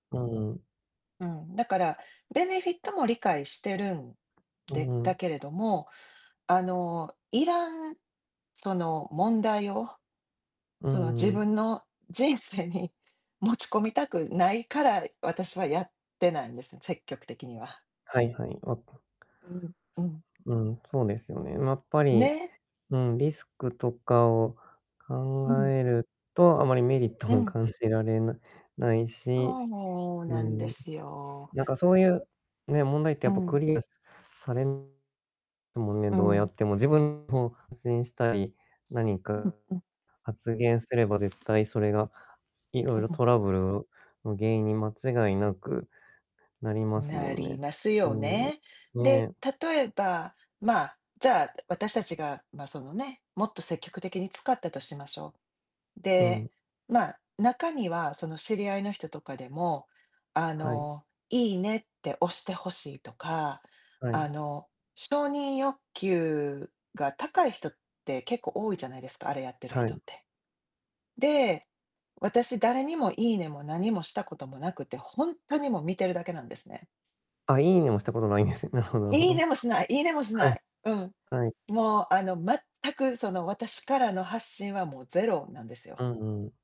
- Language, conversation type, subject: Japanese, unstructured, SNSは人とのつながりにどのような影響を与えていますか？
- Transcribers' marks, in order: in English: "ベネフィット"; other background noise; distorted speech; static